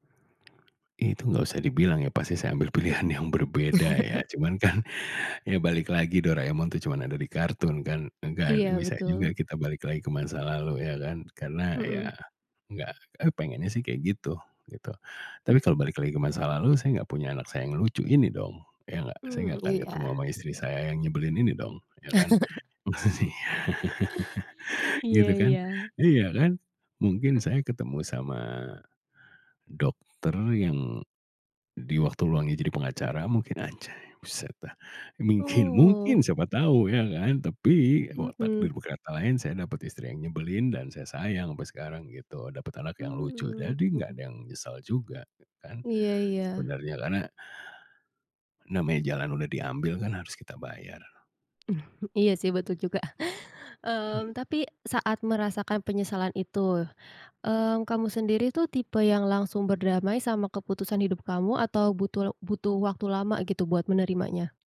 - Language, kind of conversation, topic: Indonesian, podcast, Pernahkah kamu menyesal memilih jalan hidup tertentu?
- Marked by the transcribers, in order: chuckle; chuckle; laughing while speaking: "masa sih"; chuckle; stressed: "tapi"; tapping; chuckle; other background noise; "berdamai" said as "berdramai"